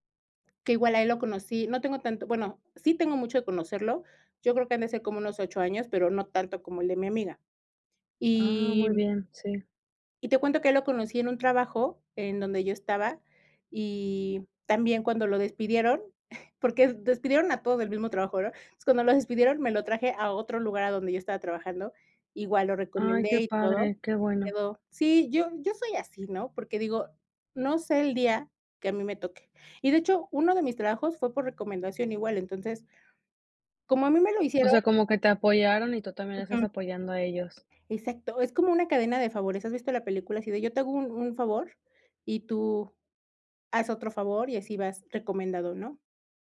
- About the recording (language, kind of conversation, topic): Spanish, podcast, ¿Cómo creas redes útiles sin saturarte de compromisos?
- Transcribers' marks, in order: chuckle